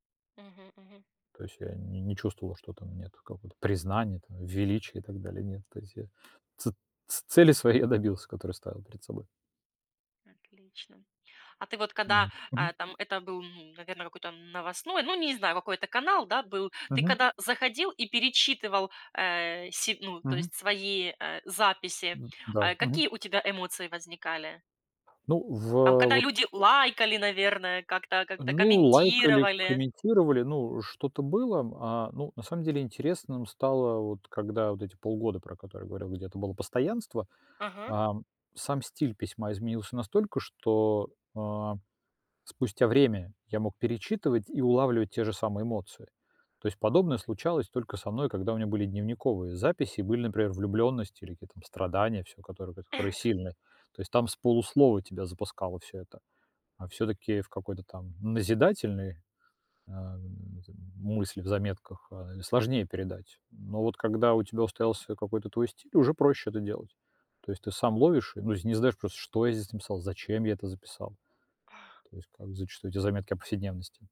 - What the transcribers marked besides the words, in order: tapping; laughing while speaking: "я добился"; other background noise; chuckle
- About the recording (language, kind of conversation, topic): Russian, podcast, Как ты справляешься с прокрастинацией в творчестве?